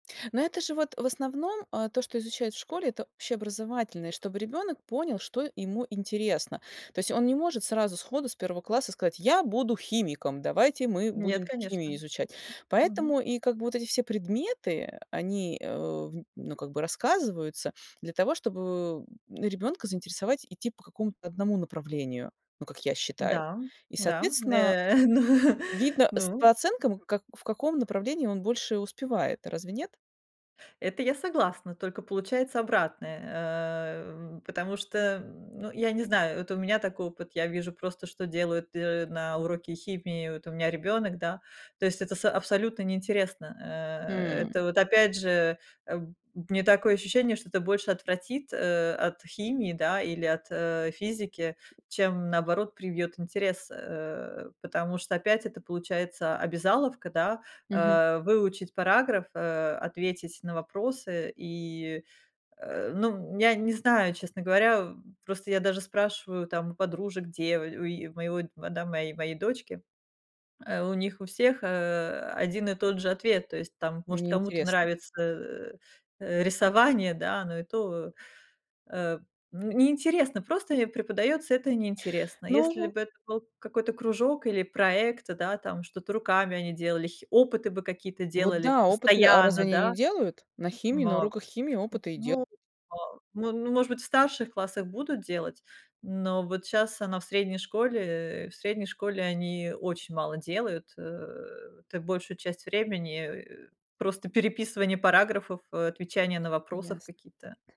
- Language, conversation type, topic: Russian, podcast, Что для тебя важнее: оценки или понимание?
- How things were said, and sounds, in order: other background noise; chuckle; tapping